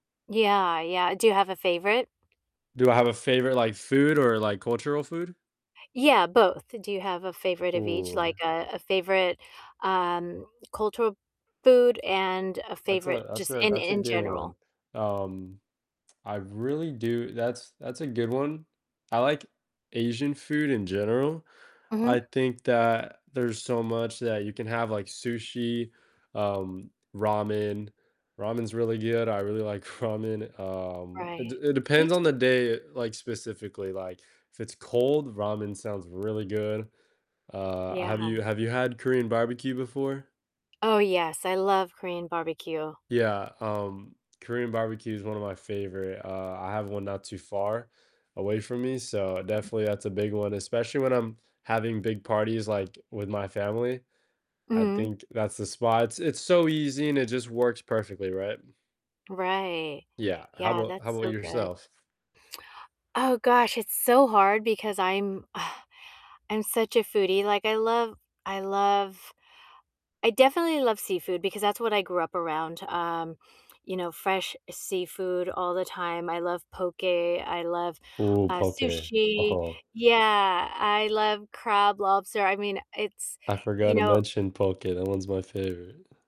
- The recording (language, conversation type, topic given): English, unstructured, How do you think food brings people together?
- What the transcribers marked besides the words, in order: distorted speech; other background noise; laughing while speaking: "ramen"; tapping; sigh; laughing while speaking: "oh"